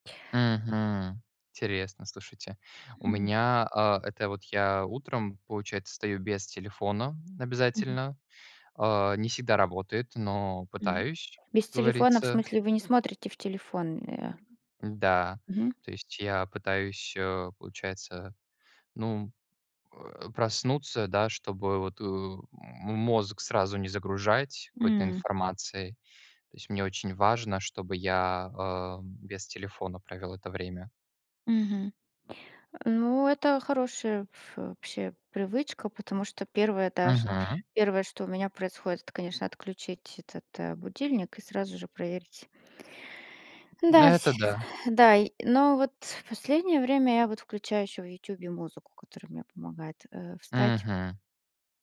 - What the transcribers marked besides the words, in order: other background noise; tapping; exhale
- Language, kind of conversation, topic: Russian, unstructured, Какие привычки помогают тебе оставаться продуктивным?